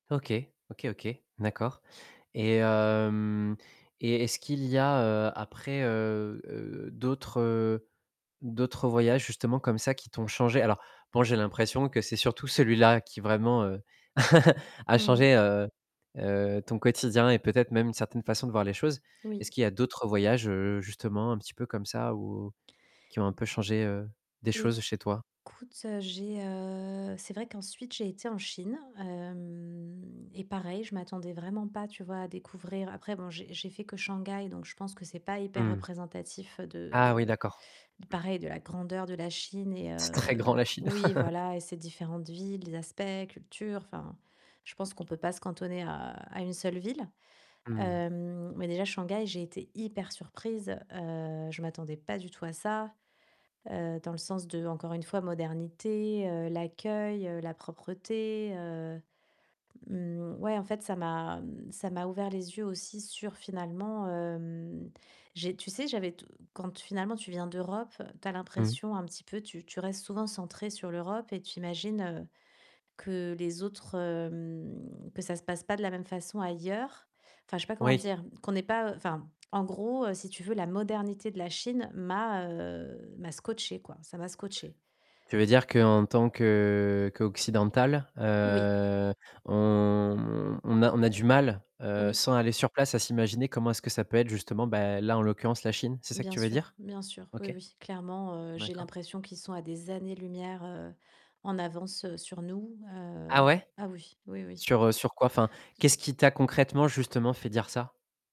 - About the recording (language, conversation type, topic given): French, podcast, Raconte un voyage qui t’a vraiment changé : qu’as-tu appris ?
- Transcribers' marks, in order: static; drawn out: "hem"; chuckle; tapping; chuckle